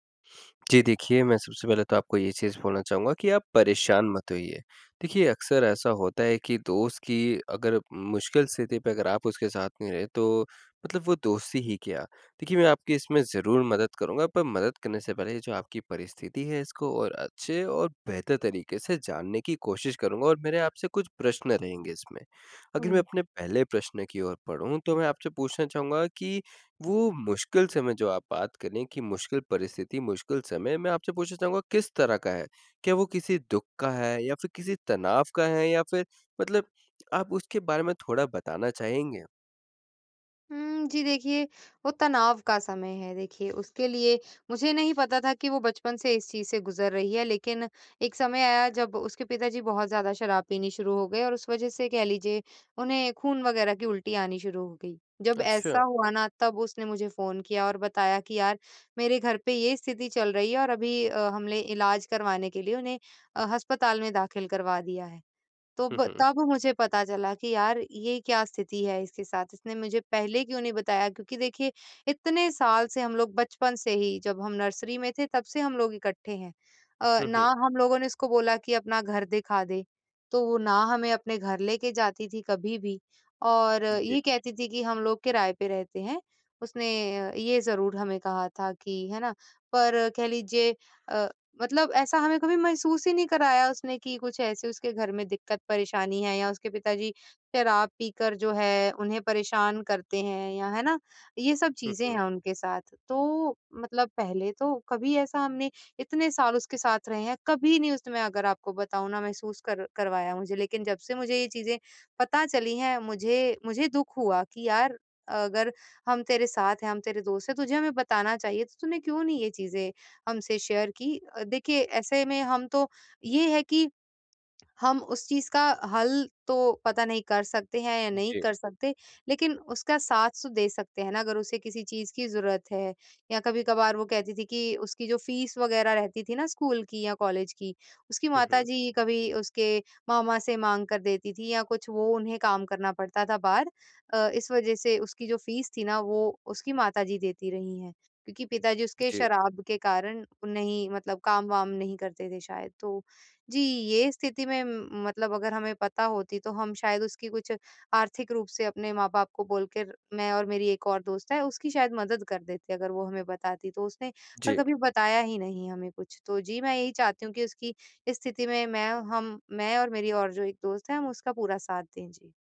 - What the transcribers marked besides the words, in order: in English: "शेयर"; in English: "फीस"; in English: "फीस"
- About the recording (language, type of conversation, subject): Hindi, advice, मैं मुश्किल समय में अपने दोस्त का साथ कैसे दे सकता/सकती हूँ?
- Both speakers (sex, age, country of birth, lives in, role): female, 25-29, India, India, user; male, 20-24, India, India, advisor